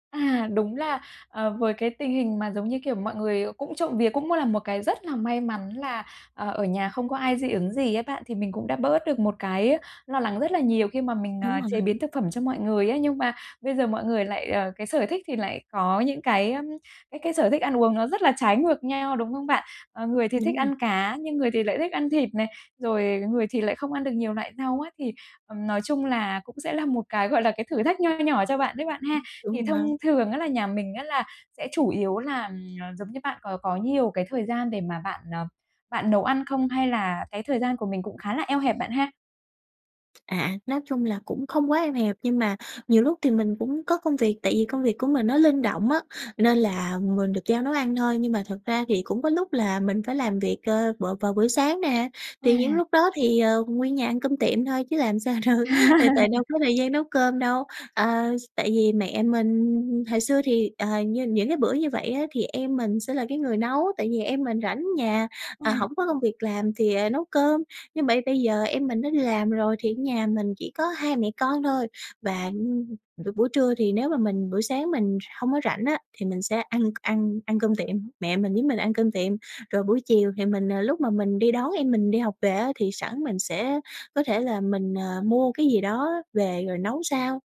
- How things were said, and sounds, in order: other background noise; tapping; laugh; laughing while speaking: "được"
- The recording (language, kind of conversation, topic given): Vietnamese, advice, Làm sao để cân bằng dinh dưỡng trong bữa ăn hằng ngày một cách đơn giản?